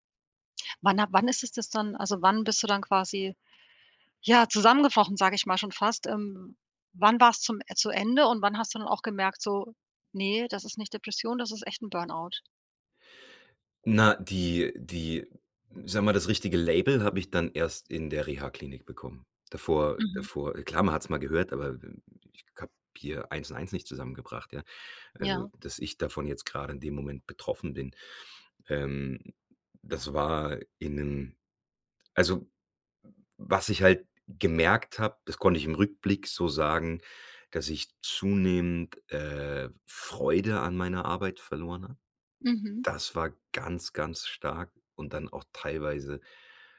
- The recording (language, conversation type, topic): German, podcast, Wie merkst du, dass du kurz vor einem Burnout stehst?
- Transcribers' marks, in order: none